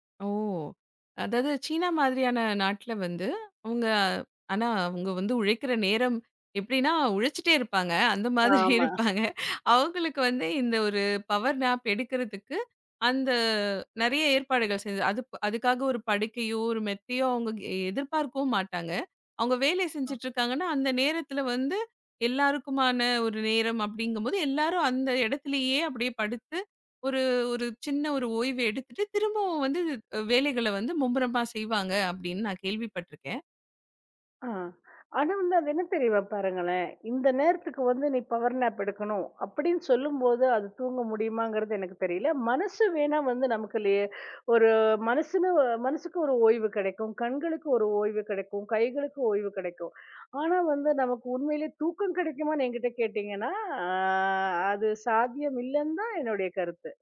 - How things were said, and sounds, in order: laughing while speaking: "அந்த மாதிரி இருப்பாங்க"; in English: "பவர் நேப்"; in English: "பவர் நேப்"
- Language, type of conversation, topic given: Tamil, podcast, சிறு ஓய்வுகள் எடுத்த பிறகு உங்கள் அனுபவத்தில் என்ன மாற்றங்களை கவனித்தீர்கள்?